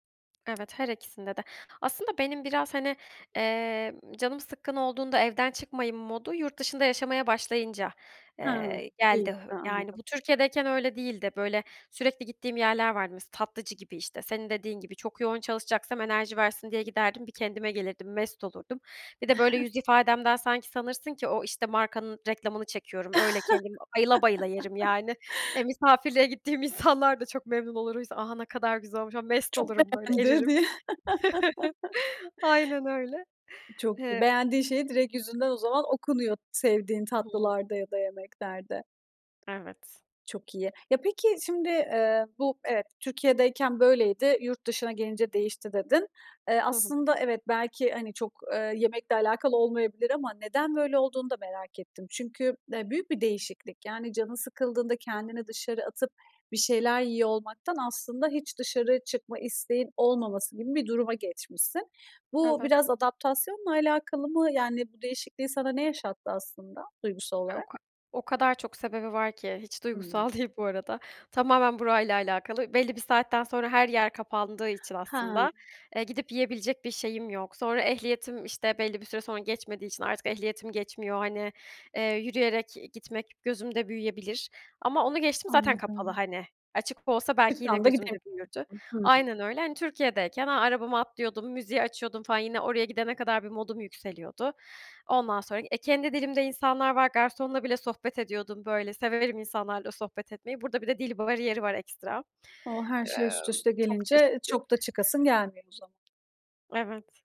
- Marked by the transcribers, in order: other background noise; chuckle; laugh; laughing while speaking: "insanlar da"; unintelligible speech; unintelligible speech; laugh; chuckle; tapping; unintelligible speech
- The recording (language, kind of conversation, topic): Turkish, podcast, Hangi yemekler zor zamanlarda moral verir?